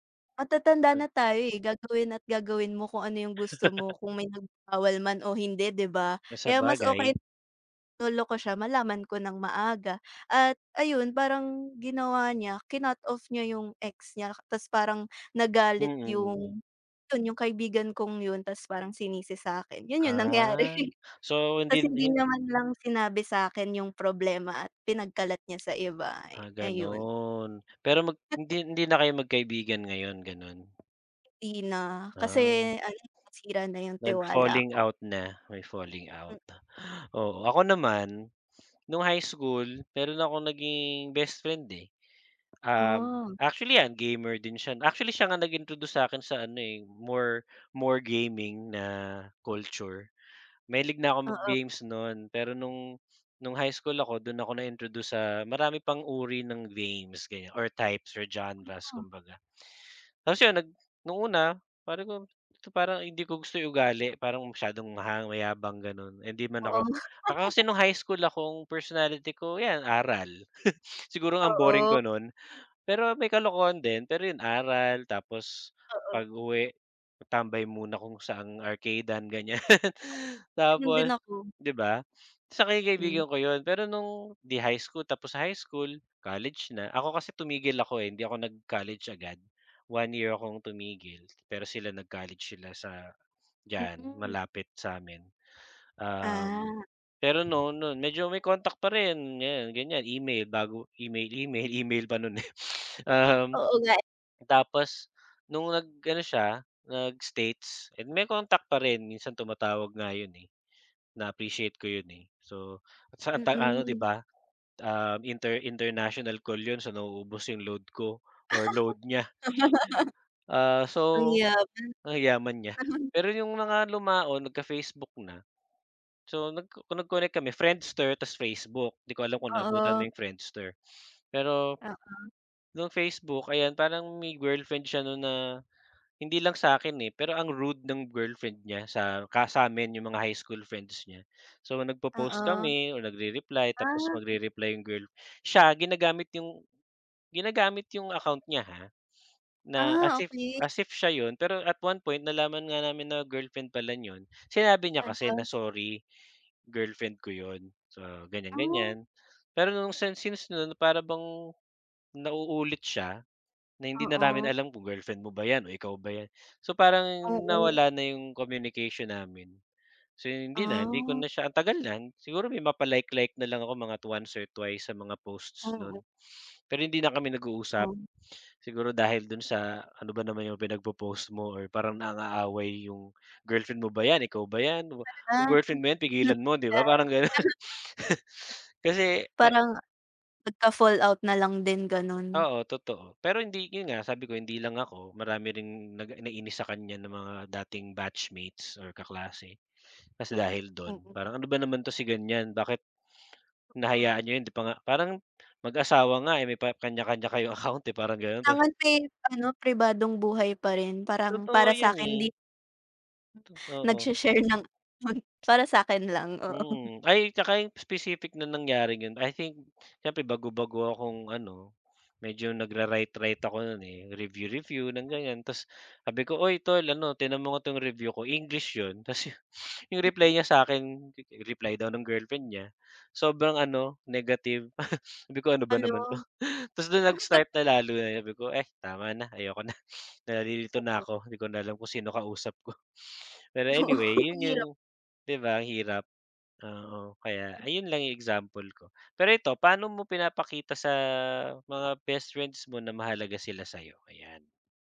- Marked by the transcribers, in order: other background noise; laugh; laughing while speaking: "yung nangyari"; tapping; "sabi" said as "pare"; chuckle; scoff; laughing while speaking: "ganyan"; sniff; laugh; chuckle; unintelligible speech; "at once" said as "twans"; unintelligible speech; laughing while speaking: "ganun"; unintelligible speech; laughing while speaking: "nagshe-share ng"; unintelligible speech; laughing while speaking: "oo"; unintelligible speech; laughing while speaking: "ta's 'yong"; chuckle; unintelligible speech; unintelligible speech; laughing while speaking: "Oo"
- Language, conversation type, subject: Filipino, unstructured, Ano ang pinakamahalaga sa iyo sa isang matalik na kaibigan?